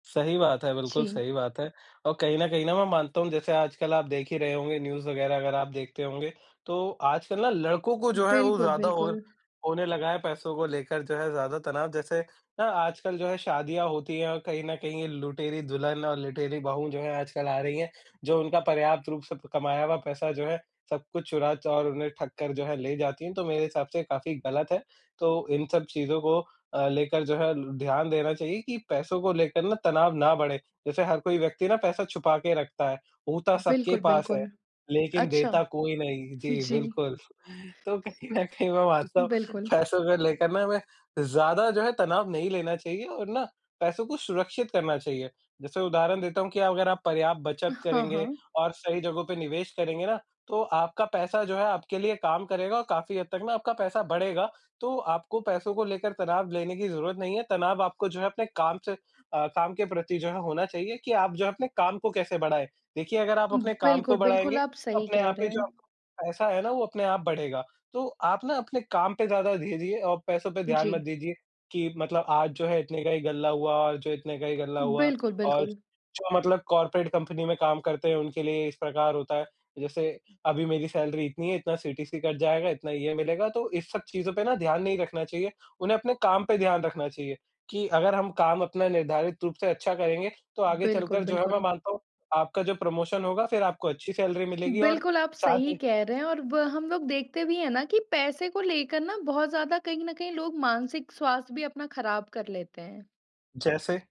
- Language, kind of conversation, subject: Hindi, unstructured, क्यों कुछ लोग पैसों को लेकर ज्यादा तनाव में रहते हैं?
- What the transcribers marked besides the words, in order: chuckle; laughing while speaking: "तो कहीं ना कहीं मैं मानता हूँ, पैसों को लेकर ना हमें"; "दीजिए" said as "धीजिये"; in English: "कॉर्पोरेट"; in English: "सीटीसी"